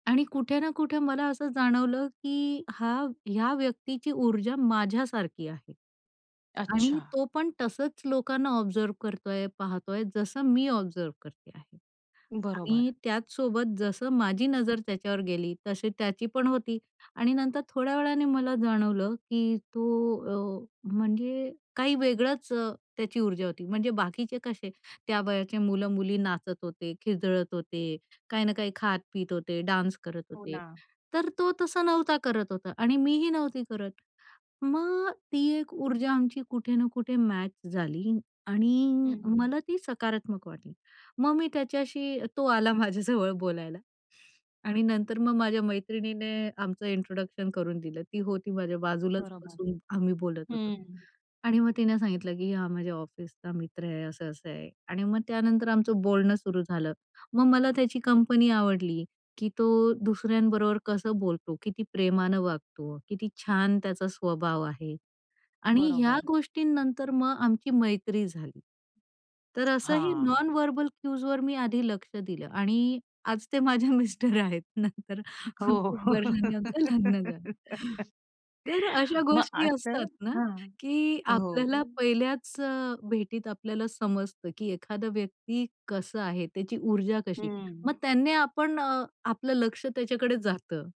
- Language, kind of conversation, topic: Marathi, podcast, पहिल्या भेटीत कोणते अवाचिक संकेत सर्वात जास्त लक्ष वेधून घेतात?
- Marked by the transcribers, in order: in English: "ऑब्झर्व्ह"; tapping; in English: "ऑब्झर्व्ह"; other background noise; in English: "डान्स"; laughing while speaking: "माझ्या जवळ बोलायला"; in English: "नॉन व्हर्बल क्यूजवर"; laughing while speaking: "आज ते माझ्या मिस्टर आहेत नंतर खूप वर्षांनी आमचं लग्न झालं"; giggle